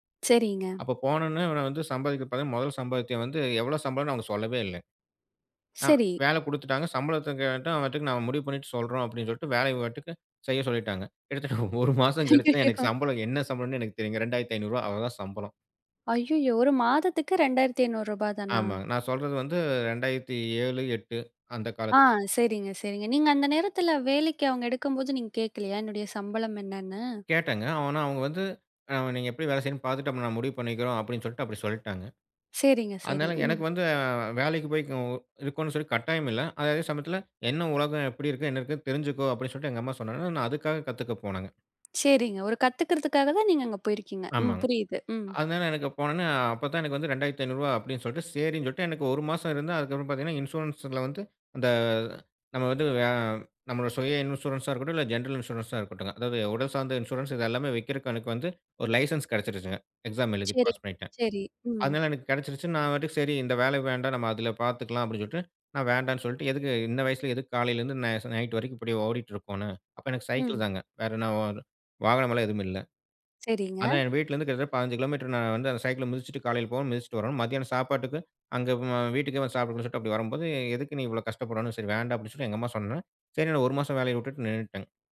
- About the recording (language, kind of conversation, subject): Tamil, podcast, நீங்கள் சுயமதிப்பை வளர்த்துக்கொள்ள என்ன செய்தீர்கள்?
- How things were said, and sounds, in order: laughing while speaking: "கிட்டத்தட்ட ஒரு மாசம் கழிச்சு தான் எனக்குச் சம்பளம்"; laughing while speaking: "ஐயய்யோ!"; tapping; unintelligible speech; other background noise; in English: "ஜென்ரல் இன்சூரன்ஸா"; in English: "எக்ஸாம்"; in English: "பாஸ்"; background speech; unintelligible speech